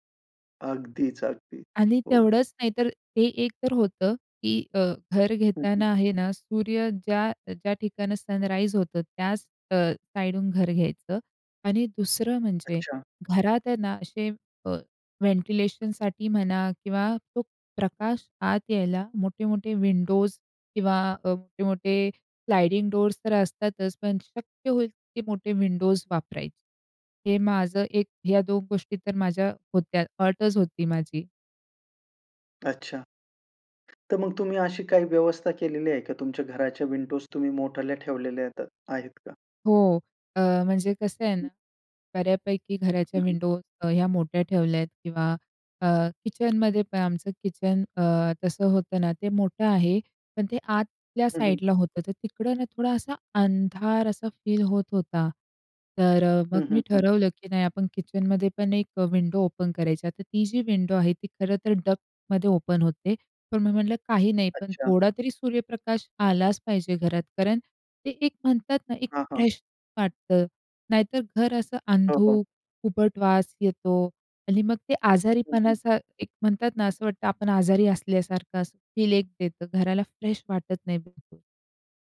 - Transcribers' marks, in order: in English: "सनराईज"; in English: "साईडून"; in English: "व्हेंटिलेशनसाठी"; in English: "विंडोज"; in English: "स्लाइडिंग डोअर्स"; in English: "विंडोज"; other background noise; in English: "विंडोज"; in English: "विंडो"; in English: "फील"; in English: "विंडो ओपन"; in English: "विंडो"; in English: "डक्टमध्ये ओपन"; in English: "फ्रेश"; in English: "फील"; in English: "फ्रेश"
- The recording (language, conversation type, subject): Marathi, podcast, घरात प्रकाश कसा असावा असं तुला वाटतं?